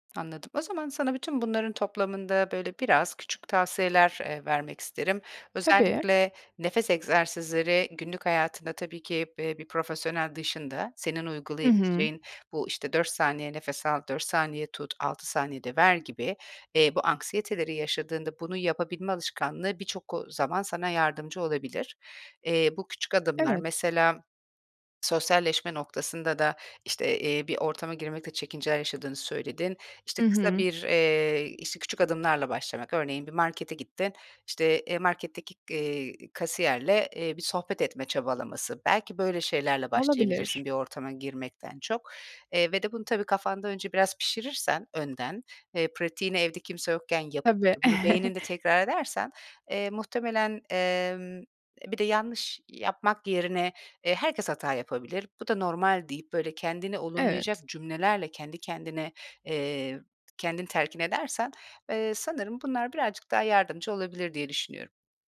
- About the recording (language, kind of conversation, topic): Turkish, advice, Anksiyete ataklarıyla başa çıkmak için neler yapıyorsunuz?
- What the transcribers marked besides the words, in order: other background noise; chuckle; tapping